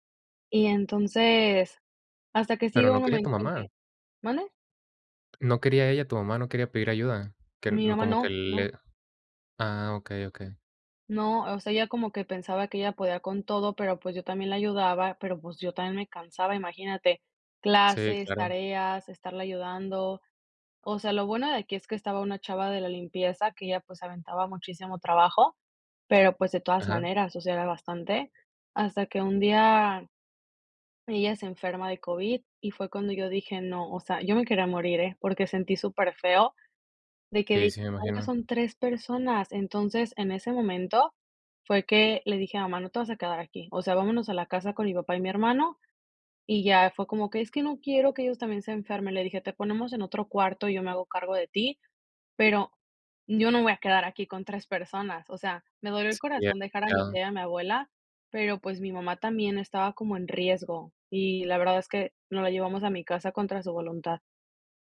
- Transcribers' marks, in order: other background noise; tapping; unintelligible speech
- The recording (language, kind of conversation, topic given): Spanish, podcast, ¿Cómo te transformó cuidar a alguien más?